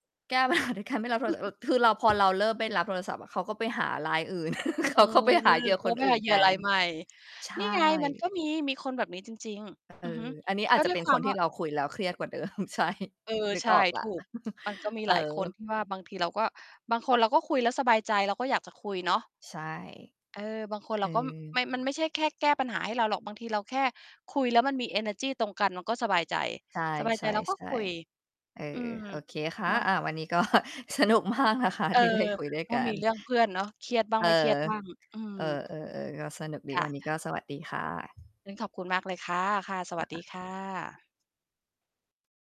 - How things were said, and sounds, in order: laughing while speaking: "หา"; chuckle; other background noise; laugh; laughing while speaking: "เขา"; tapping; background speech; laughing while speaking: "เครียดกว่าเดิม"; chuckle; laughing while speaking: "วันนี้ก็สนุกมากนะคะ"
- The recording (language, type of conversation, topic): Thai, unstructured, คุณคิดว่าการพูดคุยกับเพื่อนช่วยลดความเครียดได้ไหม?